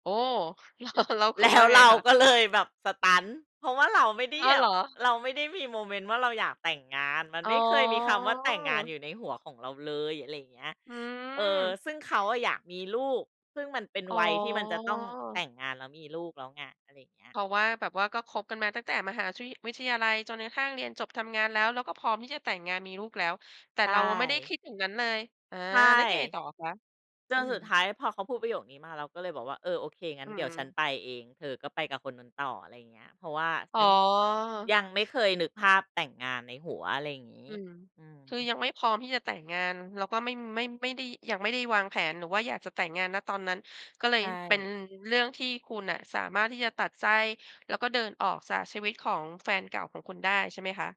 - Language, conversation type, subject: Thai, podcast, ความสัมพันธ์สอนอะไรที่คุณยังจำได้จนถึงทุกวันนี้?
- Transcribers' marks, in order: laughing while speaking: "แล้ว"; tapping; in English: "สตัน"; "แบบ" said as "แหยบ"